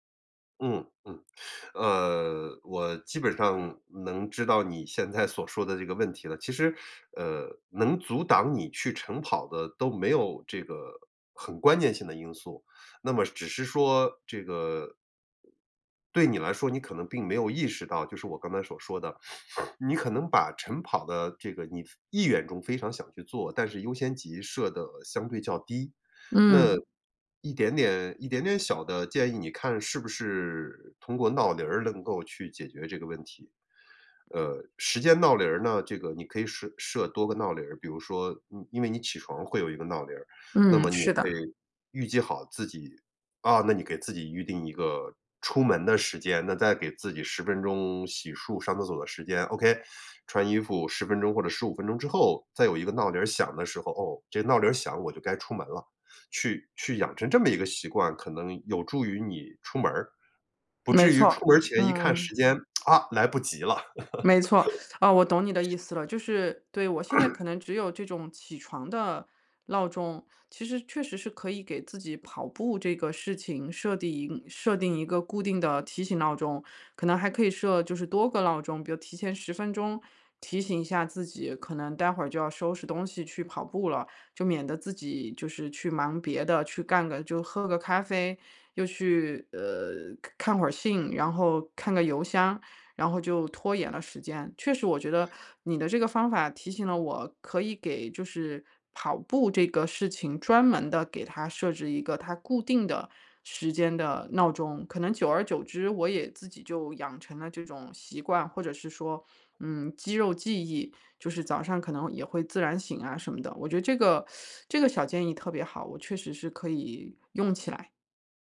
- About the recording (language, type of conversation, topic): Chinese, advice, 为什么早起并坚持晨间习惯对我来说这么困难？
- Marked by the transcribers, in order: teeth sucking; laughing while speaking: "在"; sniff; tapping; in English: "Ok"; tsk; teeth sucking; laugh; other noise; throat clearing; teeth sucking